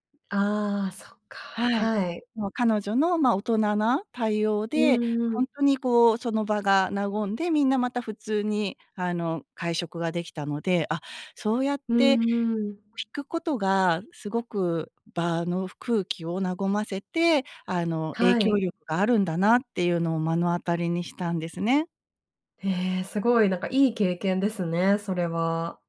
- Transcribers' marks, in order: none
- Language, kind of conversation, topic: Japanese, podcast, うまく謝るために心がけていることは？